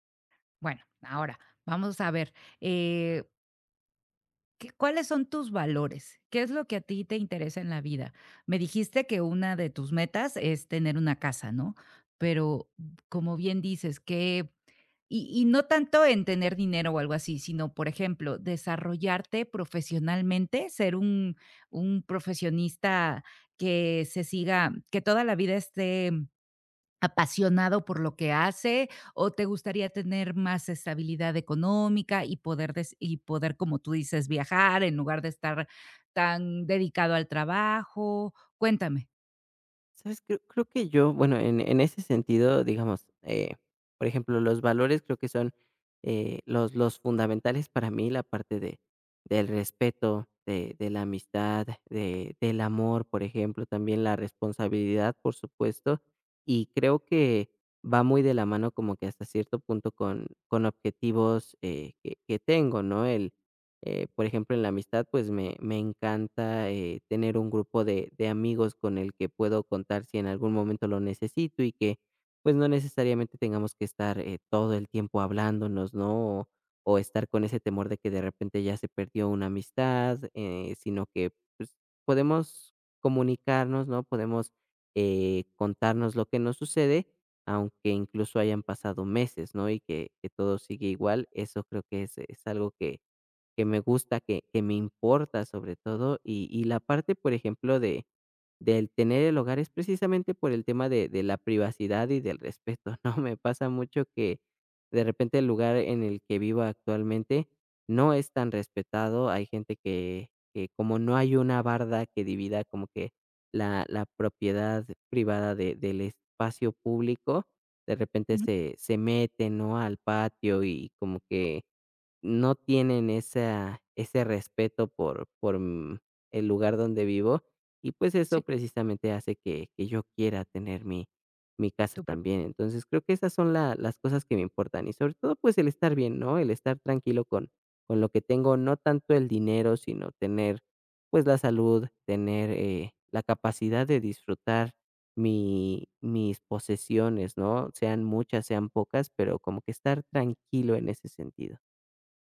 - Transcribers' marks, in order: tapping; laughing while speaking: "¿no?"
- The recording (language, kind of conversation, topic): Spanish, advice, ¿Cómo puedo saber si mi vida tiene un propósito significativo?